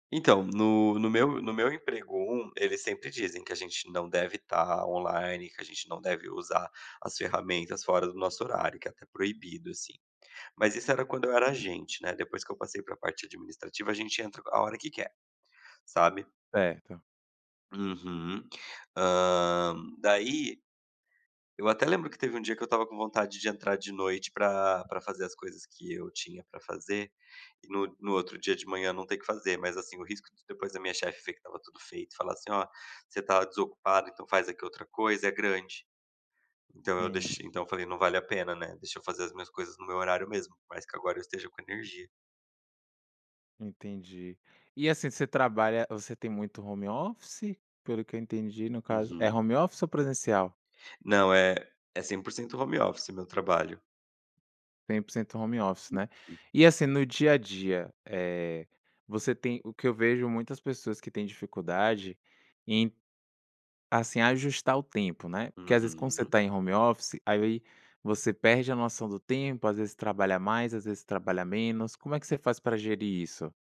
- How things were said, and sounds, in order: in English: "home office?"; in English: "home office"; in English: "home office?"; in English: "home office"; unintelligible speech; in English: "home office?"
- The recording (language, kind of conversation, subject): Portuguese, podcast, Como você estabelece limites entre trabalho e vida pessoal em casa?